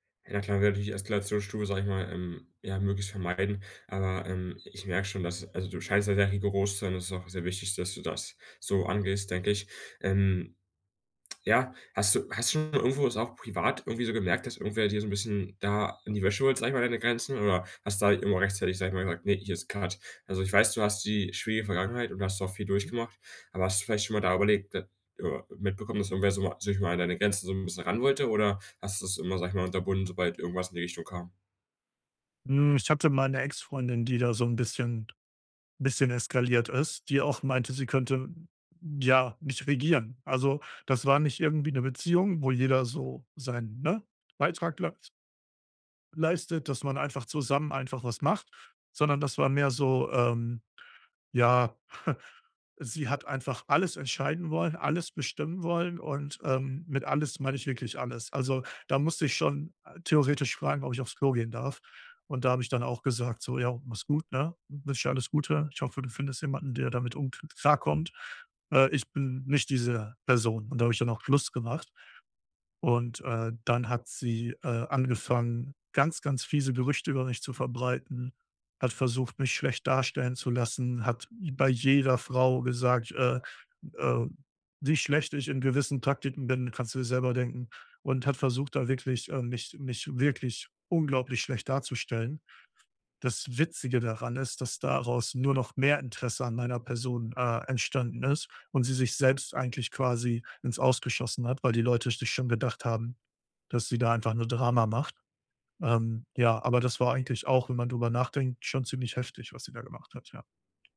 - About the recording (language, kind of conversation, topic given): German, podcast, Wie gehst du damit um, wenn jemand deine Grenze ignoriert?
- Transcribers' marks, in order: other background noise; unintelligible speech; in English: "cut"; scoff